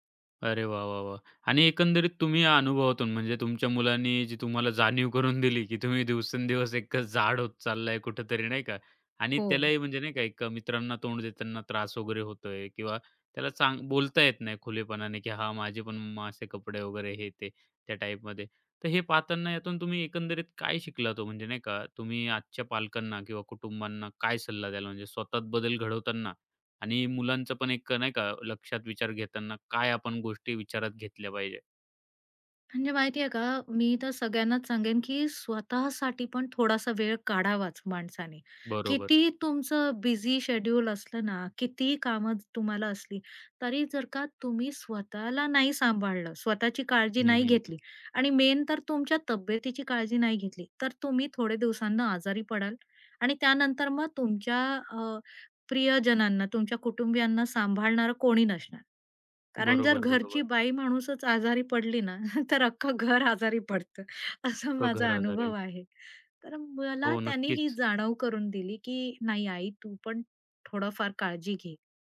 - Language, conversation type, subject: Marathi, podcast, तुमच्या मुलांबरोबर किंवा कुटुंबासोबत घडलेला असा कोणता क्षण आहे, ज्यामुळे तुम्ही बदललात?
- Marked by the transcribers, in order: laughing while speaking: "जाणीव करून दिली, की तुम्ही … कुठेतरी नाही का"; tapping; in English: "मेन"; chuckle; laughing while speaking: "तर अख्खं घर आजारी पडतं, असा माझा अनुभव आहे"; "आजारी होईल" said as "आजारेल"; "जाणीव" said as "जाणव"